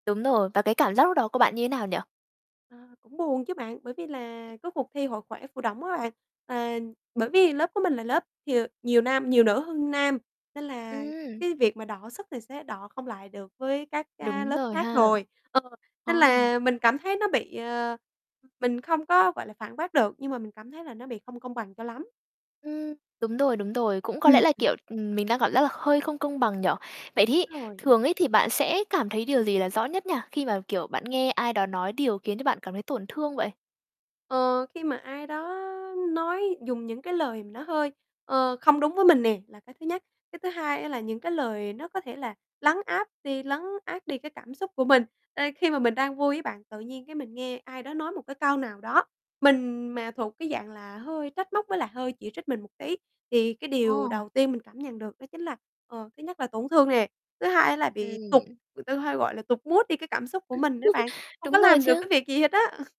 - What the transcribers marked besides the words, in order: tapping; distorted speech; other background noise; in English: "mood"; chuckle; laugh
- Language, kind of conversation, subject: Vietnamese, podcast, Bạn thường phản ứng như thế nào khi bị người khác chỉ trích?
- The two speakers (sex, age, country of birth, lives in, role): female, 20-24, Vietnam, Vietnam, guest; female, 20-24, Vietnam, Vietnam, host